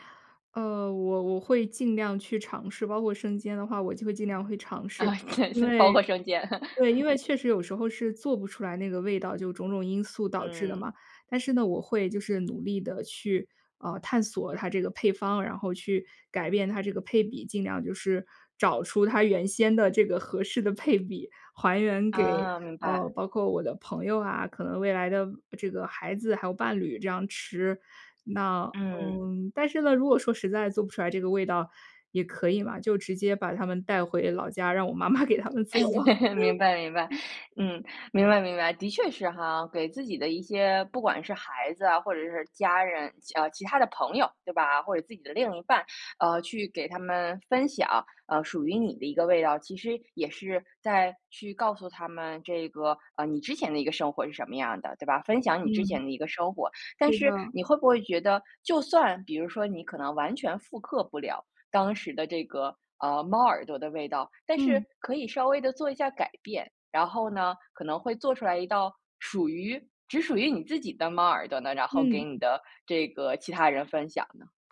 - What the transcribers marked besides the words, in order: laughing while speaking: "啊，真是 包括生煎"; laugh; laughing while speaking: "妈给他们做了"; laugh
- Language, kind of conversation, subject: Chinese, podcast, 你能分享一道让你怀念的童年味道吗？